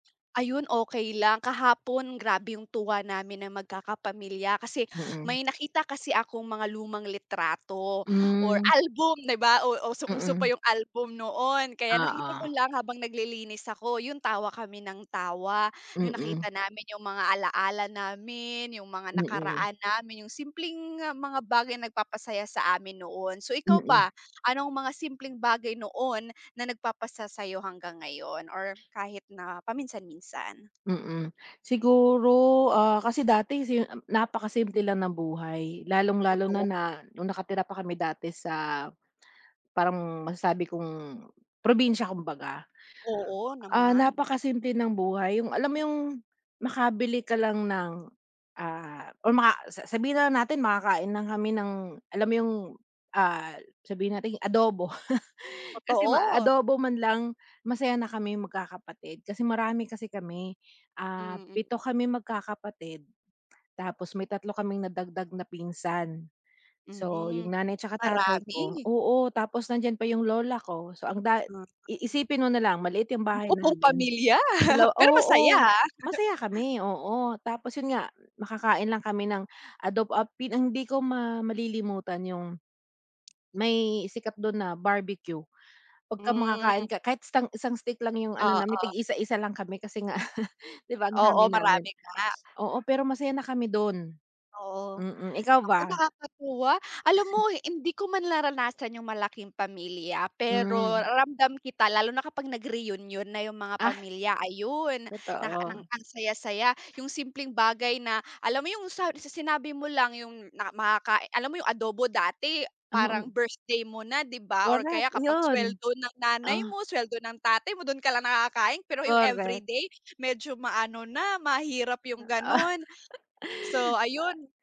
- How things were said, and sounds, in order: chuckle; chuckle; chuckle; other background noise
- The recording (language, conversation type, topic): Filipino, unstructured, Ano ang mga simpleng bagay noon na nagpapasaya sa’yo?